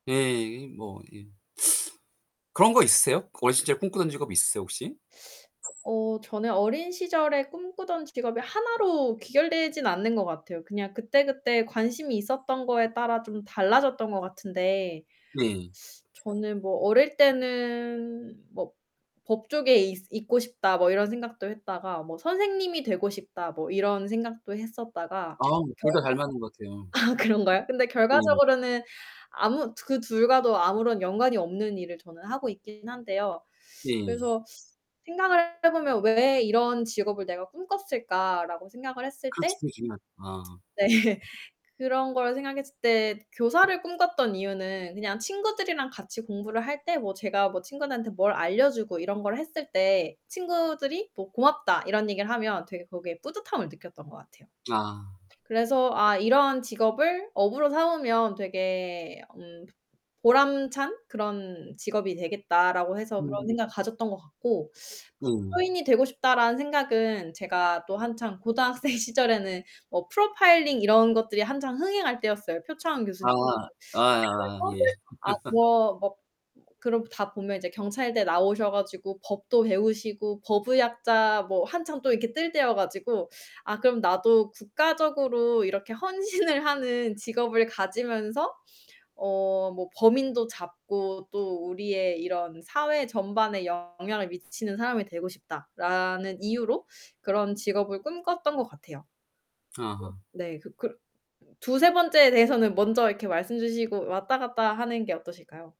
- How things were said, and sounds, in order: teeth sucking; other background noise; distorted speech; laughing while speaking: "아 그런가요?"; tapping; laughing while speaking: "네"; unintelligible speech; laughing while speaking: "고등학생"; laugh; laughing while speaking: "헌신을"
- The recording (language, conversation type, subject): Korean, unstructured, 꿈의 직업은 무엇이고, 그 직업을 꿈꾸게 된 이유는 무엇인가요?
- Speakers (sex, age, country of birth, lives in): female, 25-29, South Korea, United States; male, 50-54, South Korea, South Korea